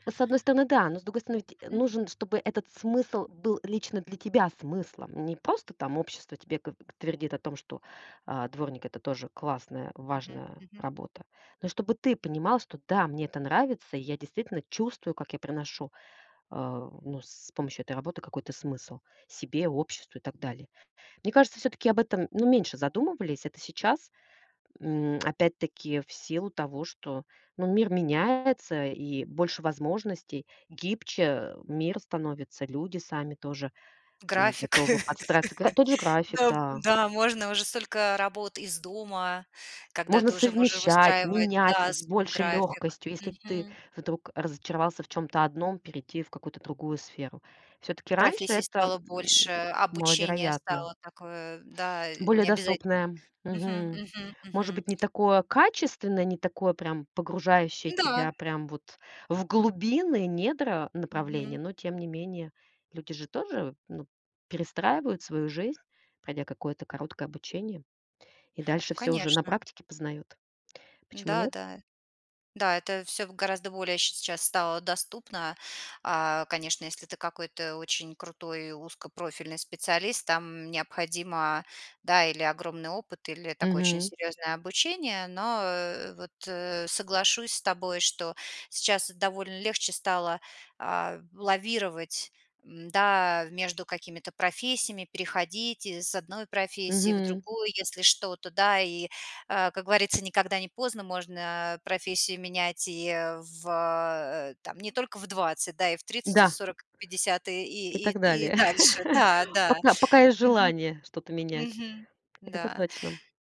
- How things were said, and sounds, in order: laugh; tapping; chuckle
- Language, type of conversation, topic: Russian, podcast, Что для тебя важнее: деньги или смысл работы?